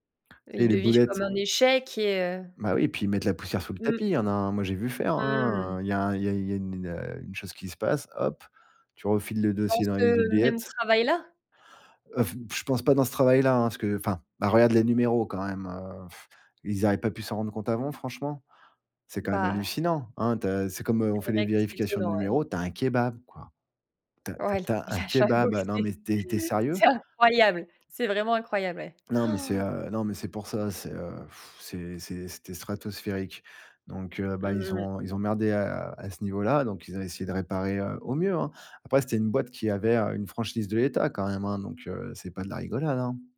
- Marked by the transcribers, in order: blowing; laughing while speaking: "j'avoue que c'est"; gasp; scoff
- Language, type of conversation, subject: French, podcast, Quelle est l’erreur professionnelle qui t’a le plus appris ?